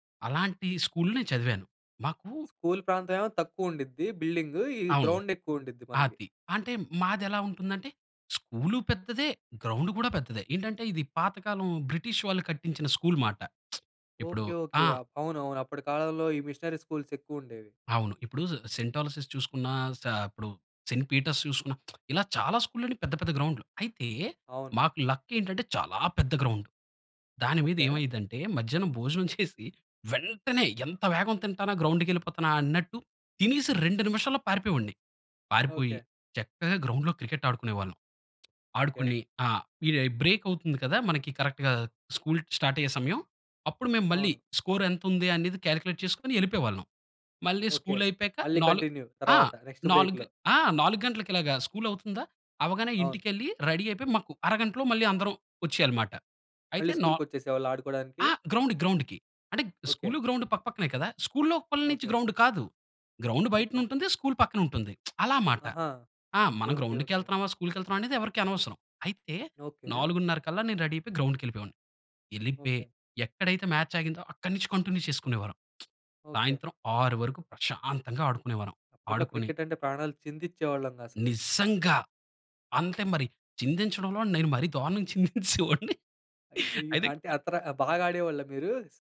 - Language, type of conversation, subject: Telugu, podcast, వీధిలో ఆడే ఆటల గురించి నీకు ఏదైనా మధురమైన జ్ఞాపకం ఉందా?
- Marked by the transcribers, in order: in English: "గ్రౌండ్"; in English: "గ్రౌండ్"; in English: "బ్రిటిష్"; tsk; in English: "మిషనరీ స్కూల్స్"; in English: "సెయింట్ ఆలసిస్"; in English: "సెయింట్ పీటర్స్"; tsk; stressed: "చాలా"; laughing while speaking: "చేసి"; in English: "గ్రౌండ్‌లో క్రికెట్"; in English: "బ్రేక్"; in English: "కరెక్ట్‌గా స్కూల్ స్టార్ట్"; in English: "స్కోర్"; in English: "క్యాలిక్యులేట్"; in English: "కంటిన్యూ"; in English: "నెక్స్ట్ బ్రేక్‌లో"; in English: "రెడీ"; in English: "గ్రౌండ్ గ్రౌండ్‌కి"; in English: "గ్రౌండ్"; in English: "గ్రౌండ్"; tsk; in English: "రెడీ"; in English: "మ్యాచ్"; in English: "కంటిన్యూ"; tsk; in English: "క్రికెట్"; stressed: "నిజంగా"; laughing while speaking: "చిందించేసే వొడ్ని అది"